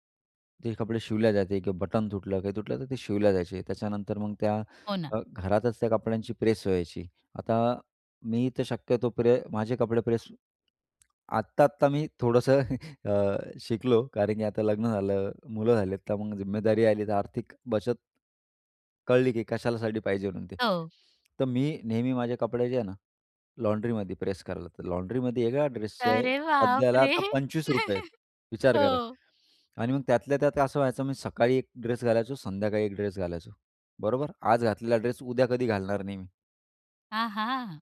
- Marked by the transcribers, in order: tapping; chuckle; laughing while speaking: "अरे बापरे!"; laugh
- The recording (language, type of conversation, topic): Marathi, podcast, पिढ्यान्‌पिढ्या घरात पुढे चालत आलेले कोणते व्यवहार्य धडे तुम्हाला सर्वात उपयोगी पडले?